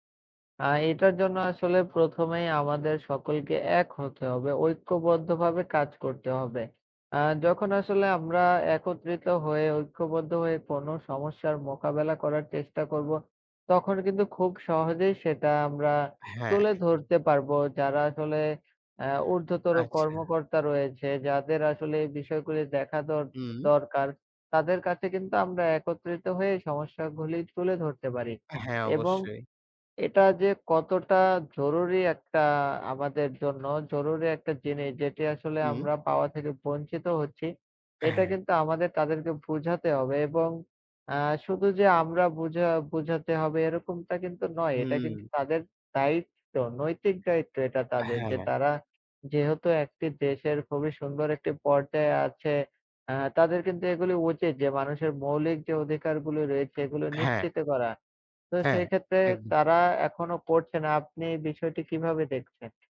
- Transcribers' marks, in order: tapping; "গুলি" said as "ঘুলি"; other background noise
- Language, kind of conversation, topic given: Bengali, unstructured, আপনার কি মনে হয়, সমাজে সবাই কি সমান সুযোগ পায়?
- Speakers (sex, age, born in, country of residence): male, 20-24, Bangladesh, Bangladesh; male, 20-24, Bangladesh, Bangladesh